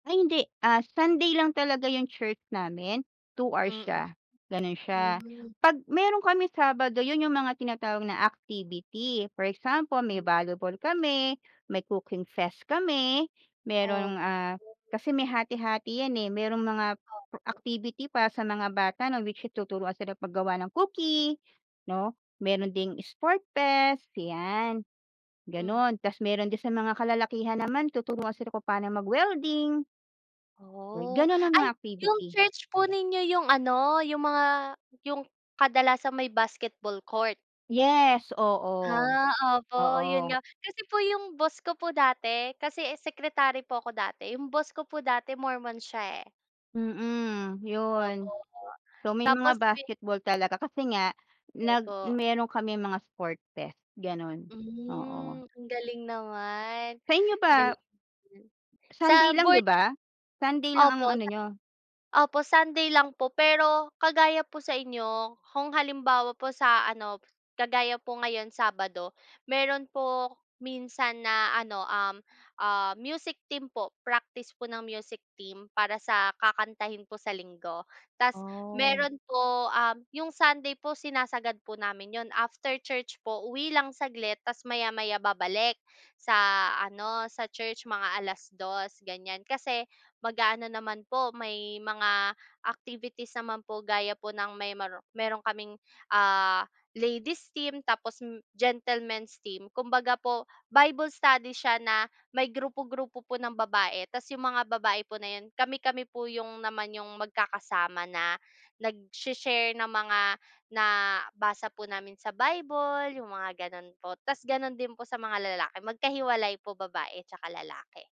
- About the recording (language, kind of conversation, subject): Filipino, unstructured, Ano ang natutuhan mo mula sa mga paniniwala ng iba’t ibang relihiyon?
- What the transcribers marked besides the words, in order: other noise; gasp; in English: "ladies team"; in English: "gentlemen's team"